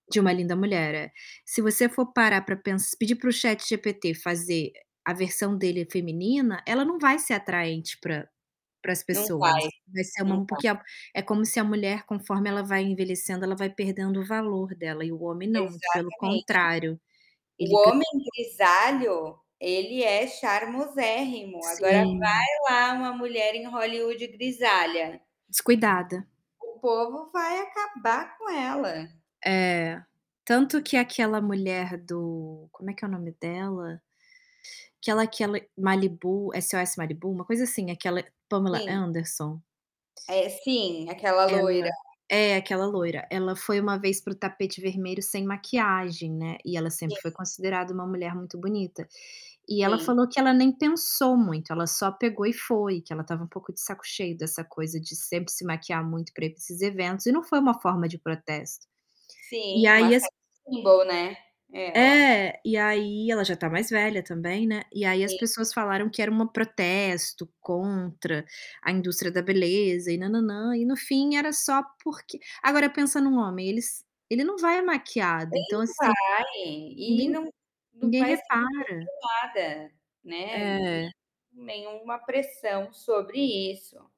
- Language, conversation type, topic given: Portuguese, unstructured, Como a pressão para se encaixar afeta sua autoestima?
- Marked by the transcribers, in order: distorted speech; other background noise; tapping; in English: "sex symbol"; unintelligible speech